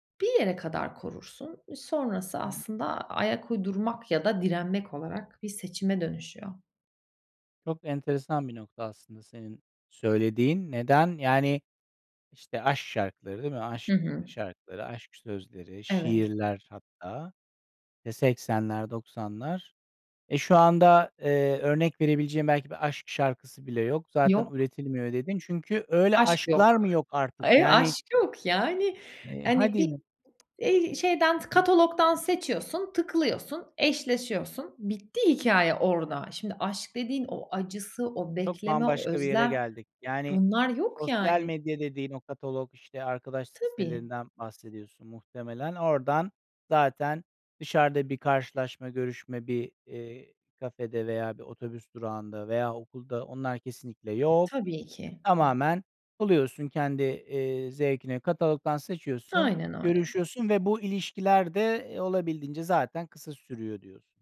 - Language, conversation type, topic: Turkish, podcast, Sence bir şarkıda sözler mi yoksa melodi mi daha önemlidir?
- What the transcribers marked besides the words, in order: other background noise; tapping; chuckle; unintelligible speech